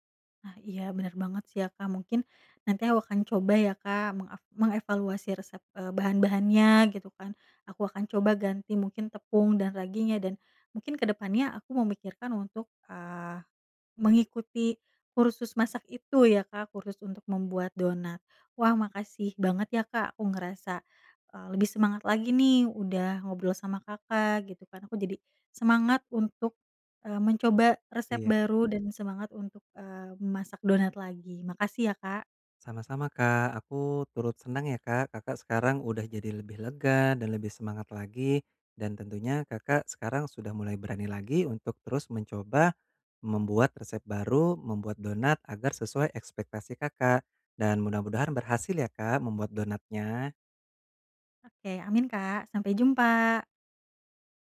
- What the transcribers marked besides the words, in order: tapping
- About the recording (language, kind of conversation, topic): Indonesian, advice, Bagaimana cara mengurangi kecemasan saat mencoba resep baru agar lebih percaya diri?